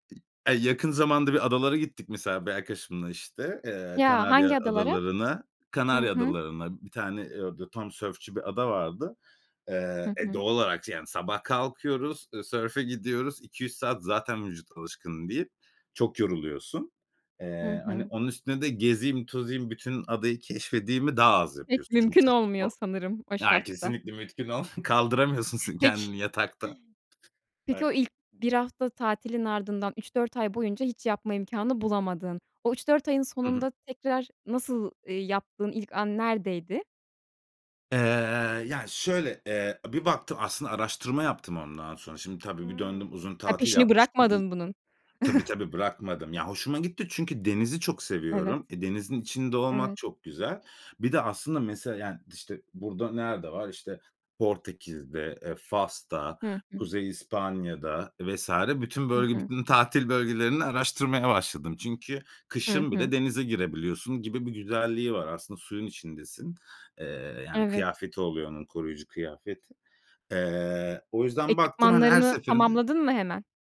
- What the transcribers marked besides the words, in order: other background noise; chuckle
- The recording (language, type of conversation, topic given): Turkish, podcast, Hobinde karşılaştığın en büyük zorluk neydi ve bunu nasıl aştın?